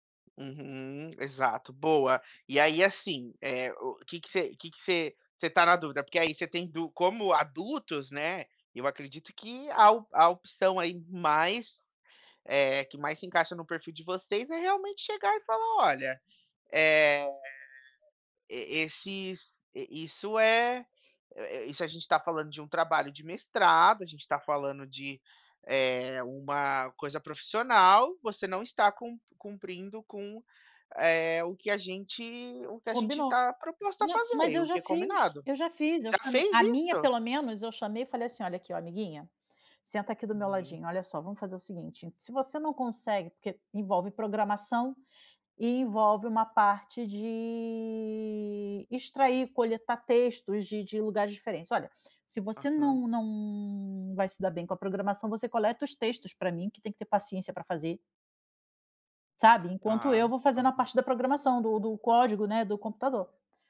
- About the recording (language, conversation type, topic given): Portuguese, advice, Como posso viver alinhado aos meus valores quando os outros esperam algo diferente?
- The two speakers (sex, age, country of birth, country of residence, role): female, 40-44, Brazil, Spain, user; male, 30-34, Brazil, United States, advisor
- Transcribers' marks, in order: none